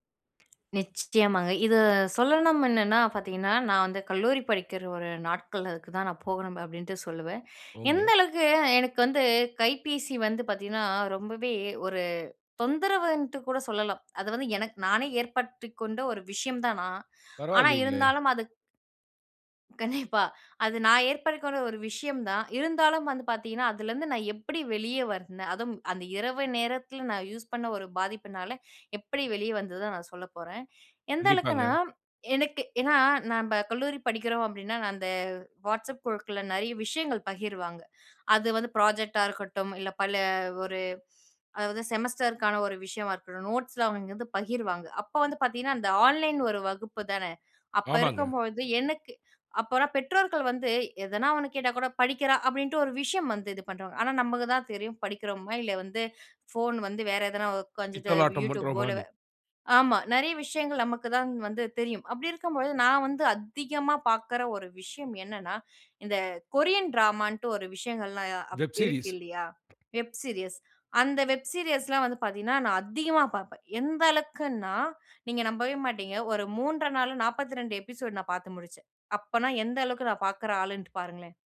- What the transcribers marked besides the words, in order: other background noise; "ஏற்படுத்திக்" said as "ஏற்பற்றிக்"; "கண்டிப்பா" said as "கண்ணிப்பா"; "ஏற்படுத்திக்கொண்ட" said as "ஏற்பறிகொண்ட"; "வந்தேன்?" said as "வருந்தேன்?"; "அளவுக்குனா" said as "அளக்குனா"; in English: "ப்ராஜெக்ட்"; in English: "செமஸ்டர்"; in English: "நோட்ஸ்"; in English: "ஆன்லைன்"; "உக்காந்துட்டு" said as "உக்காஞ்சுட்டு"; in English: "கொரியன் டிராமா"; in English: "வெப் சீரிஸ்"; in English: "வெப் சீரியஸ்"; in English: "வெப் சீரியஸ்"; "அளவுக்குனா" said as "அளக்குன்னா"
- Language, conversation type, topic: Tamil, podcast, நள்ளிரவிலும் குடும்ப நேரத்திலும் நீங்கள் தொலைபேசியை ஓரமாக வைத்து விடுவீர்களா, இல்லையெனில் ஏன்?